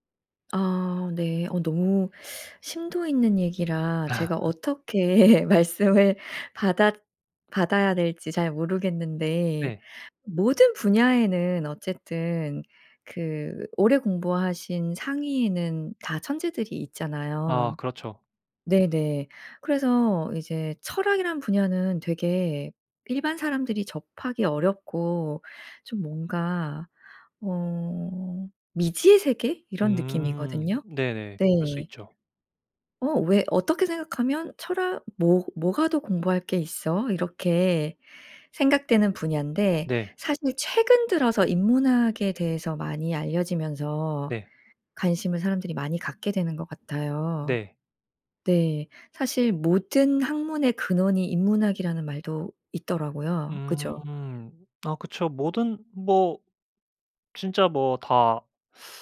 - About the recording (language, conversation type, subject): Korean, podcast, 초보자가 창의성을 키우기 위해 어떤 연습을 하면 좋을까요?
- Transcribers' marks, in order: laugh; laughing while speaking: "어떻게 말씀을"